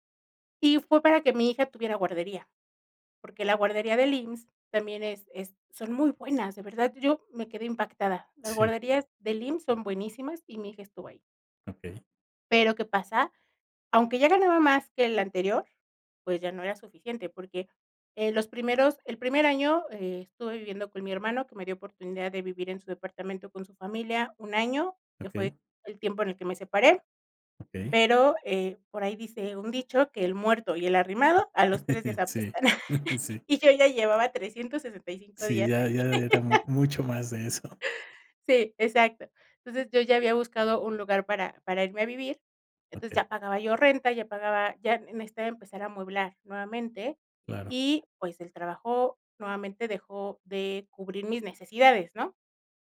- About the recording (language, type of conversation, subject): Spanish, podcast, ¿Qué te ayuda a decidir dejar un trabajo estable?
- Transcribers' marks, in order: chuckle; other background noise; chuckle; laughing while speaking: "eso"; laugh